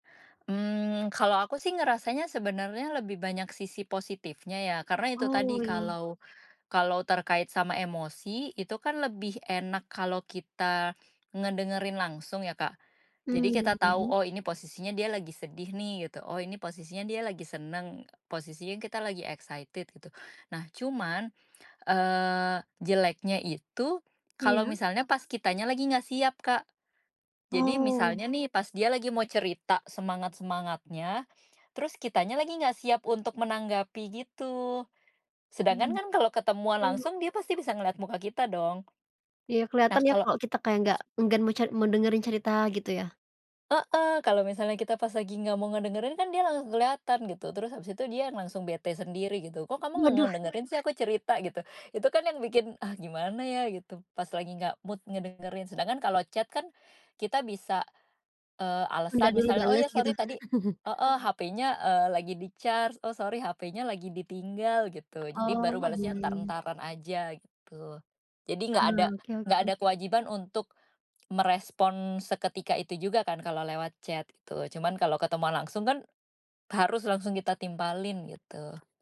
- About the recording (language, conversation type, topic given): Indonesian, podcast, Menurutmu, apa perbedaan antara berbicara langsung dan mengobrol lewat pesan singkat?
- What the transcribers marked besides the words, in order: in English: "excited"; tapping; background speech; in English: "mood"; other background noise; in English: "chat"; chuckle; in English: "di-charge"; in English: "chat"